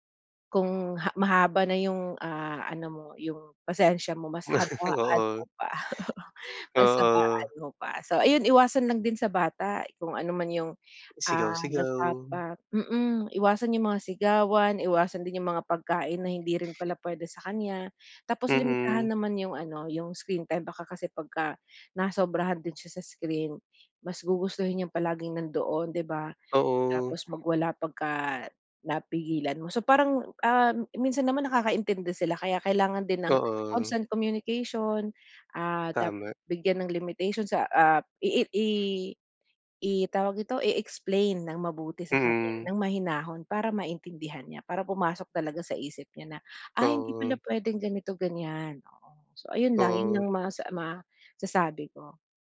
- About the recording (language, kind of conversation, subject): Filipino, advice, Paano ko haharapin ang sarili ko nang may pag-unawa kapag nagkulang ako?
- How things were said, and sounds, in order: laugh; chuckle